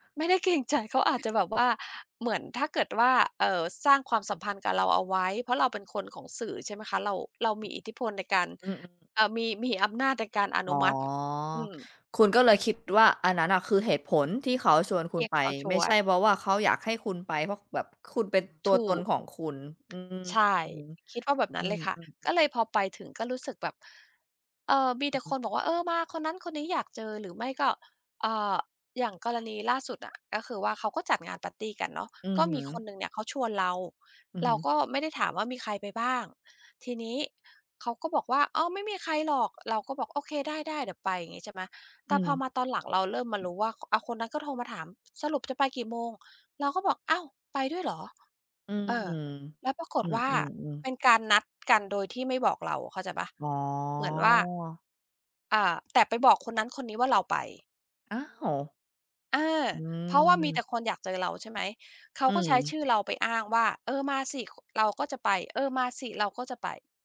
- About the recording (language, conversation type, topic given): Thai, advice, ทำไมฉันถึงรู้สึกโดดเดี่ยวแม้อยู่กับกลุ่มเพื่อน?
- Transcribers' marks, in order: sigh; tapping; other noise; tongue click; drawn out: "อํอ"; other background noise